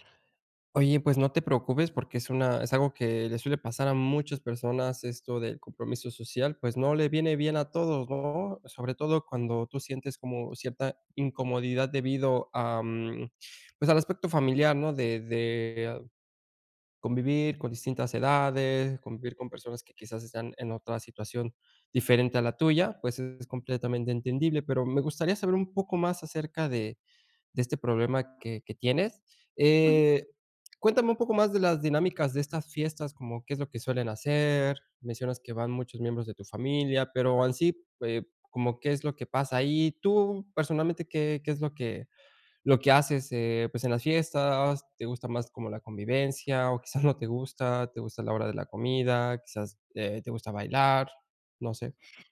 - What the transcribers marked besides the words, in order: chuckle
- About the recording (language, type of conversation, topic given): Spanish, advice, ¿Cómo puedo decir que no a planes festivos sin sentirme mal?